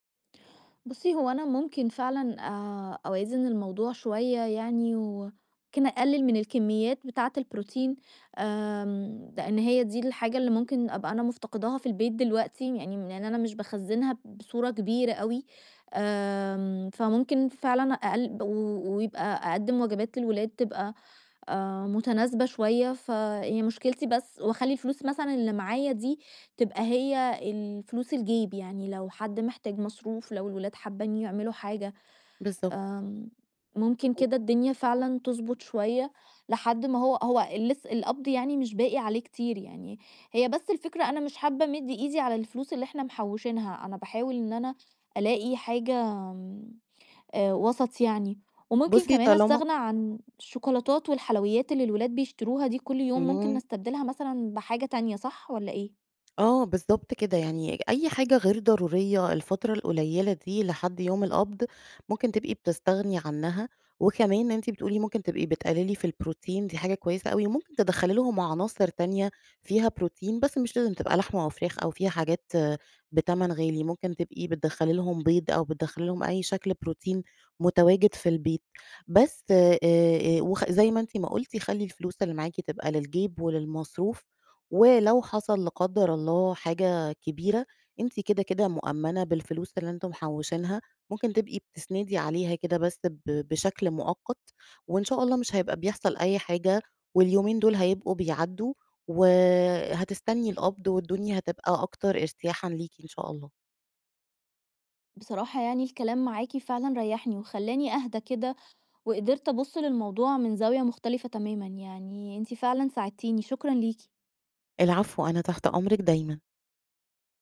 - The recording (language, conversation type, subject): Arabic, advice, إزاي أتعامل مع تقلبات مالية مفاجئة أو ضيقة في ميزانية البيت؟
- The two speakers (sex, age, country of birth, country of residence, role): female, 30-34, Egypt, Egypt, user; female, 35-39, Egypt, Egypt, advisor
- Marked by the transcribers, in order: unintelligible speech; tapping